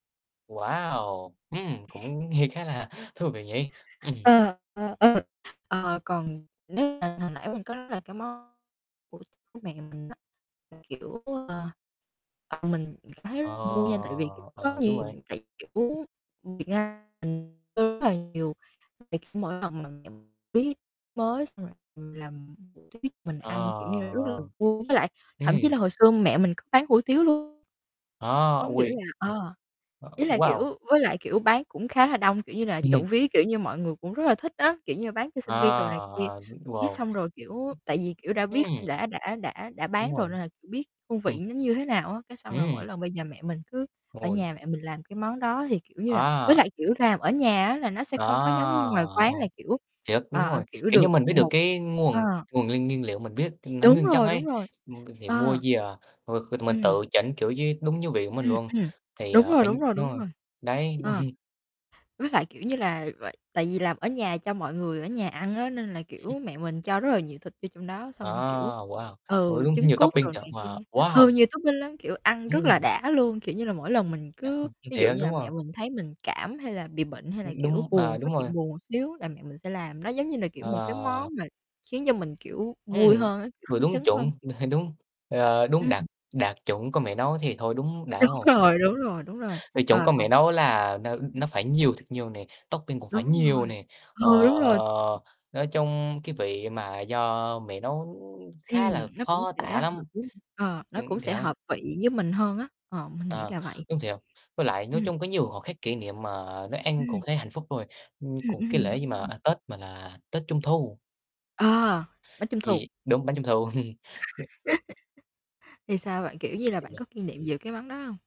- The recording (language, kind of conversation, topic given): Vietnamese, unstructured, Món ăn nào khiến bạn cảm thấy hạnh phúc nhất?
- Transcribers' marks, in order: distorted speech; other background noise; unintelligible speech; unintelligible speech; tapping; static; mechanical hum; chuckle; chuckle; in English: "topping"; in English: "topping"; chuckle; laughing while speaking: "Đúng rồi"; in English: "topping"; laugh; chuckle; unintelligible speech; unintelligible speech